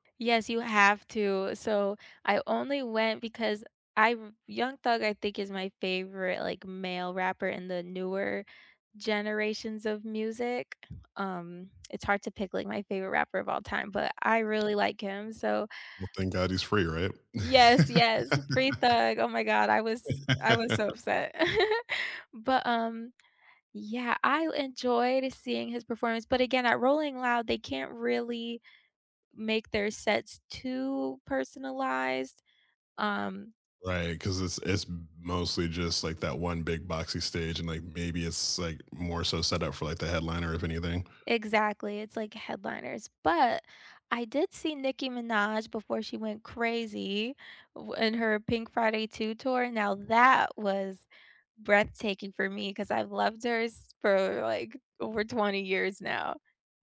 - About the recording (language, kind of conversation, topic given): English, unstructured, What live performance moments—whether you were there in person or watching live on screen—gave you chills, and what made them unforgettable?
- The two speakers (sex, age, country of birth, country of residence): female, 25-29, United States, United States; male, 40-44, United States, United States
- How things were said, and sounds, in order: tapping; laugh; giggle